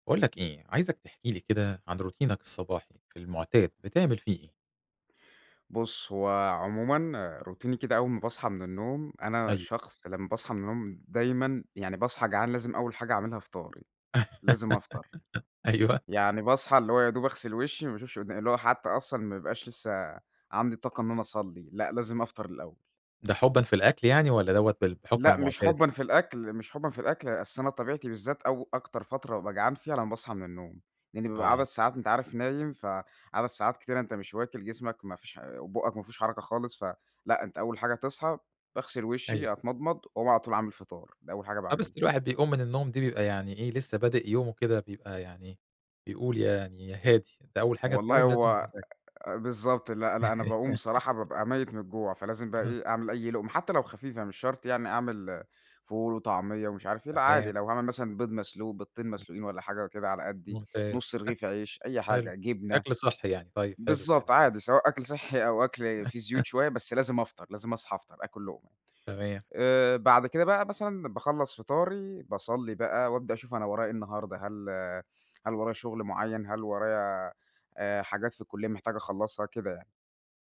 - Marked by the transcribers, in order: in English: "روتينك"; in English: "روتيني"; laugh; laughing while speaking: "أيوه"; unintelligible speech; laugh; unintelligible speech; chuckle; tapping
- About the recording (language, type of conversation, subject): Arabic, podcast, إيه روتينك الصبح عادةً؟